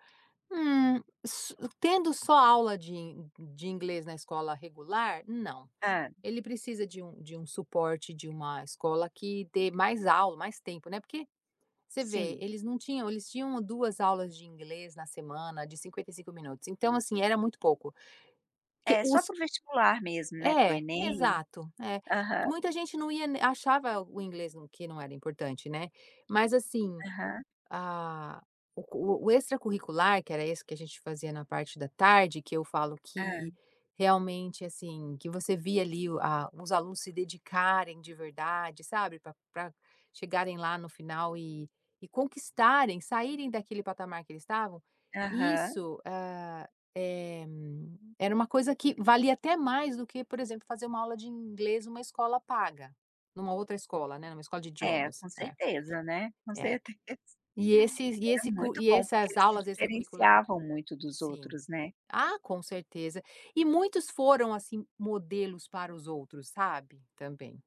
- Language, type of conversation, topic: Portuguese, podcast, O que te dá orgulho na sua profissão?
- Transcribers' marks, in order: tapping; other background noise; laughing while speaking: "certeza"